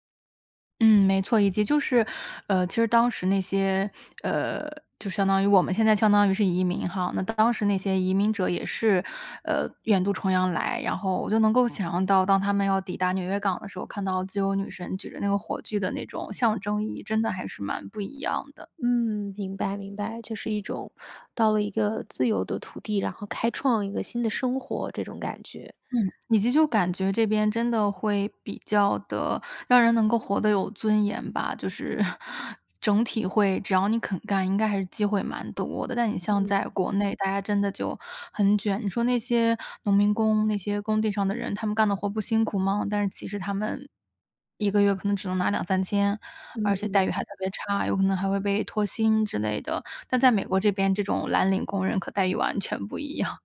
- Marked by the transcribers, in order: chuckle; laughing while speaking: "不一样"
- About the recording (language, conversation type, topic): Chinese, podcast, 有哪次旅行让你重新看待人生？